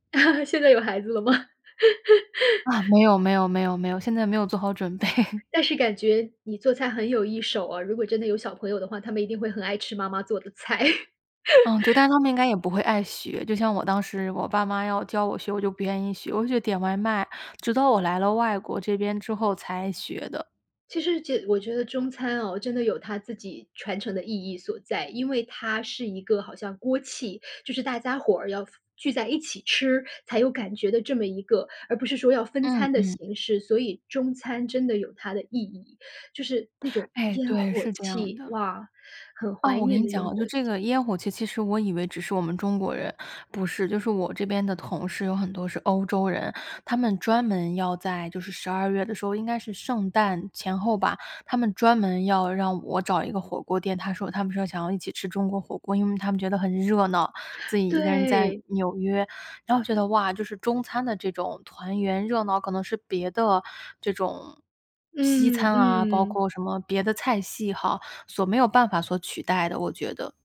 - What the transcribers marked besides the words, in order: chuckle; laughing while speaking: "现在有孩子了吗？"; laugh; laughing while speaking: "备"; laugh; tapping
- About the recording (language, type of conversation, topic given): Chinese, podcast, 家里传下来的拿手菜是什么？